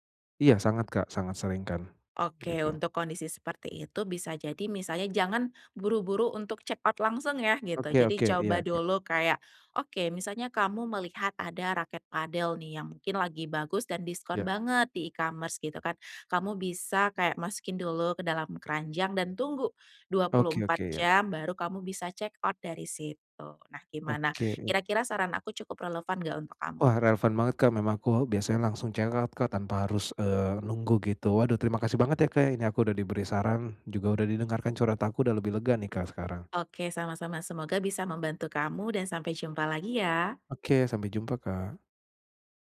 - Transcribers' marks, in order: other background noise; in English: "checkout"; in English: "e-commerce"; in English: "checkout"; in English: "checkout"
- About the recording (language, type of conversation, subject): Indonesian, advice, Bagaimana cara membatasi belanja impulsif tanpa mengurangi kualitas hidup?